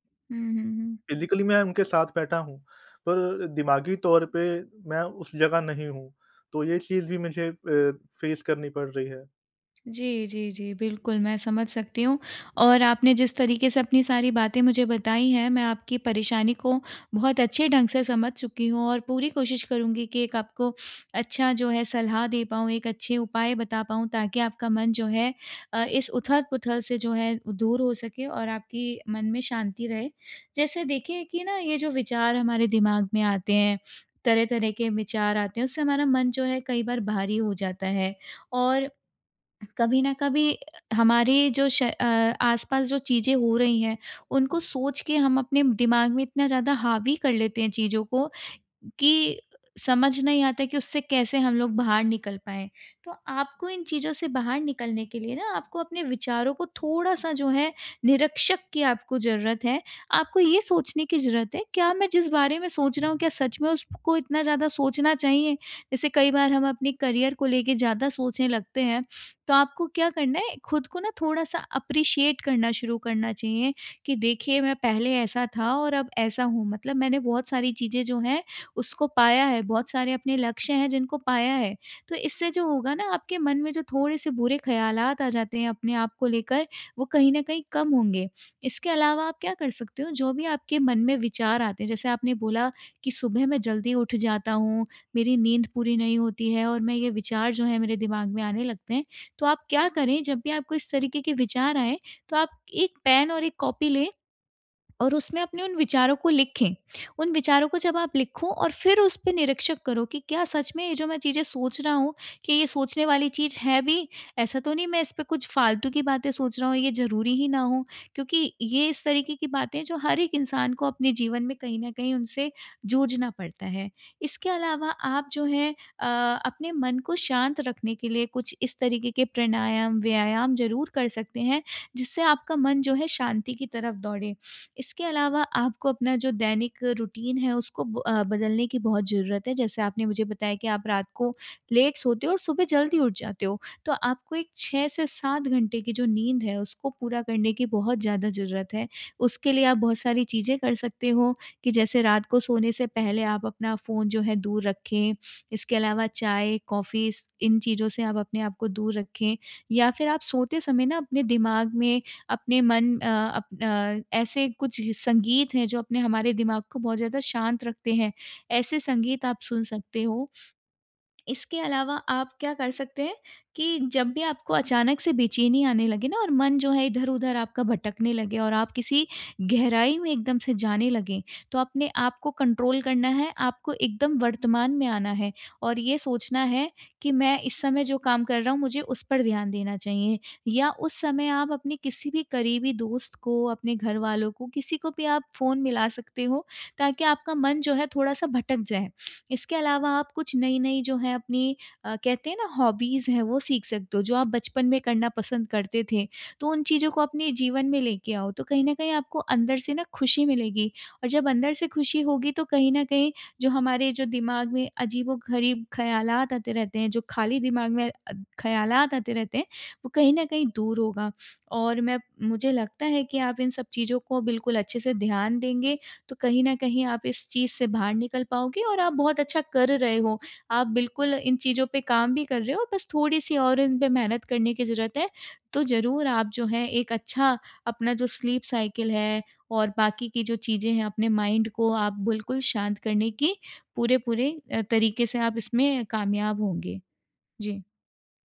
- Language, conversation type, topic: Hindi, advice, मैं मन की उथल-पुथल से अलग होकर शांत कैसे रह सकता हूँ?
- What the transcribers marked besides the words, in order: in English: "फ़िज़िकली"; in English: "फेस"; in English: "करियर"; in English: "एप्रिशिएट"; in English: "रूटीन"; in English: "लेट"; in English: "कॉफ़ीज़"; in English: "कंट्रोल"; in English: "हॉबीज़"; in English: "स्लीप साइकिल"; in English: "माइंड"